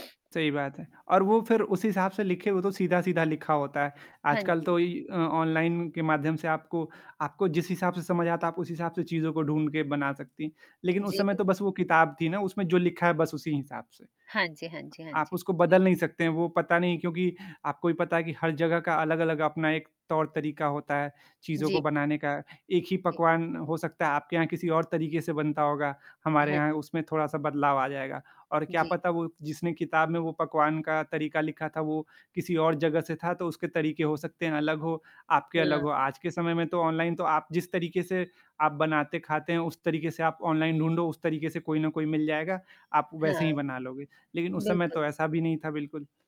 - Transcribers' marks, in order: static; distorted speech; horn; other background noise
- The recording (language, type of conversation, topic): Hindi, unstructured, क्या आपने कभी किसी खास त्योहार के लिए विशेष भोजन बनाया है?